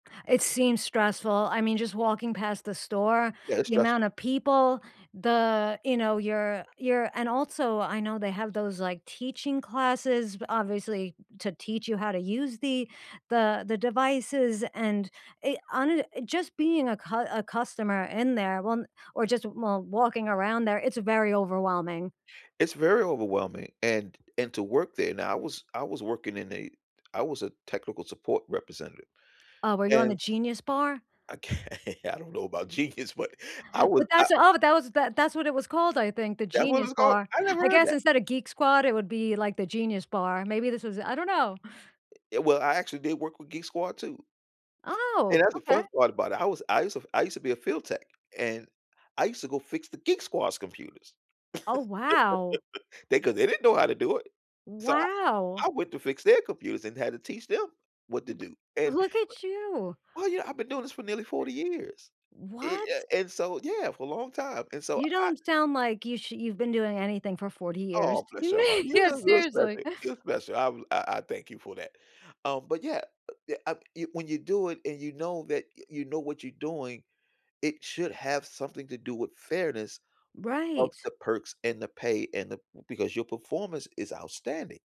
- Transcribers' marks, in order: laughing while speaking: "Okay, I don't know about genius, but"; laugh; other background noise; surprised: "What?"; laugh; laughing while speaking: "Yeah, seriously"
- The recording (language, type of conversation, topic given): English, unstructured, What feels fair to you about pay, perks, and performance at work?